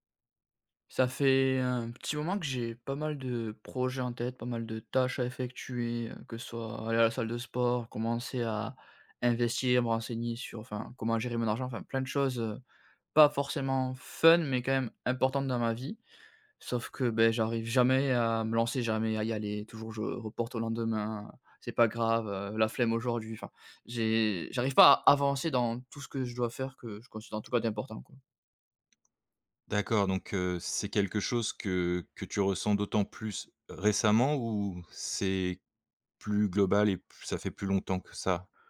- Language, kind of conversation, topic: French, advice, Pourquoi est-ce que je procrastine sans cesse sur des tâches importantes, et comment puis-je y remédier ?
- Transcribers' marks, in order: stressed: "tâches"; stressed: "fun"; stressed: "avancer"; tapping; stressed: "récemment"